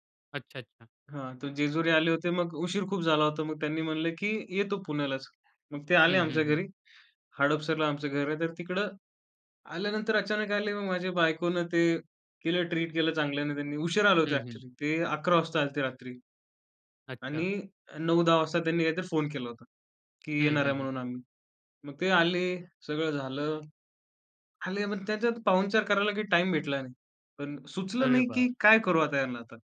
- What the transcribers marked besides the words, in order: other background noise; in English: "ट्रीट"; in English: "एक्चुअली"
- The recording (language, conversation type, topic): Marathi, podcast, घरी परत आल्यावर तुझं स्वागत कसं व्हावं?